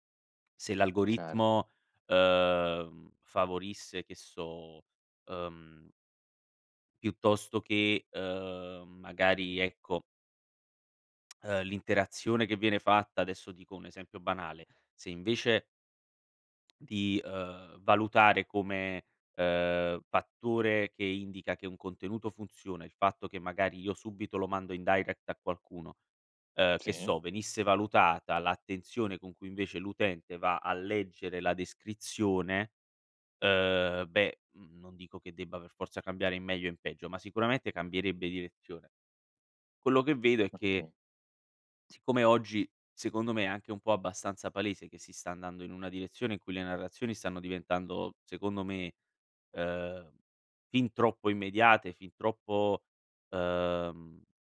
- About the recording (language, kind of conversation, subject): Italian, podcast, In che modo i social media trasformano le narrazioni?
- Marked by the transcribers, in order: other background noise; in English: "direct"; tapping